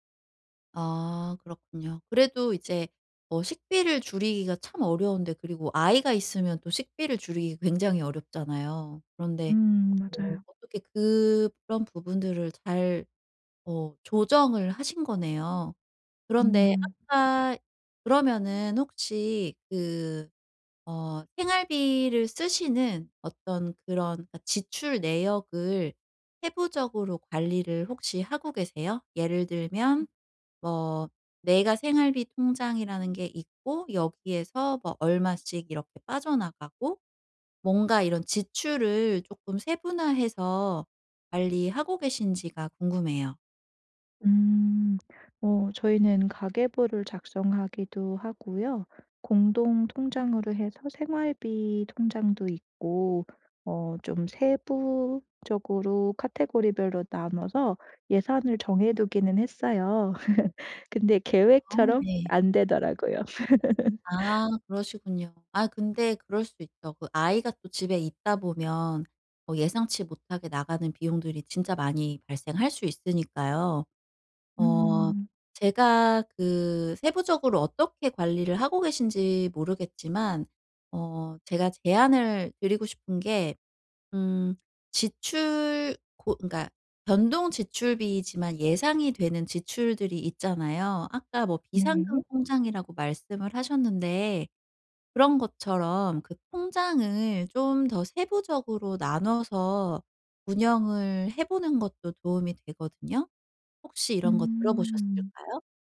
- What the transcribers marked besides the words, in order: laugh; laugh
- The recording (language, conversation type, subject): Korean, advice, 경제적 불안 때문에 잠이 안 올 때 어떻게 관리할 수 있을까요?